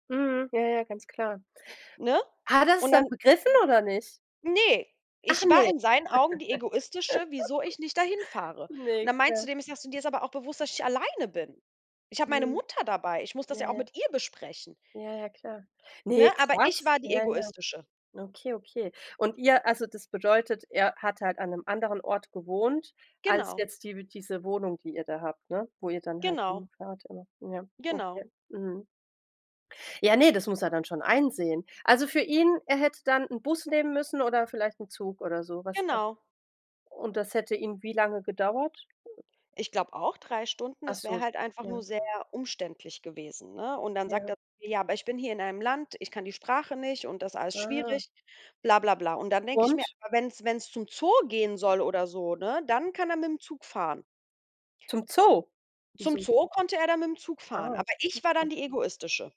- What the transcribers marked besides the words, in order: chuckle; stressed: "alleine"; surprised: "Zum Zoo?"; stressed: "ich"
- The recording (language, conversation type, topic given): German, unstructured, Wie kannst du deine Meinung sagen, ohne jemanden zu verletzen?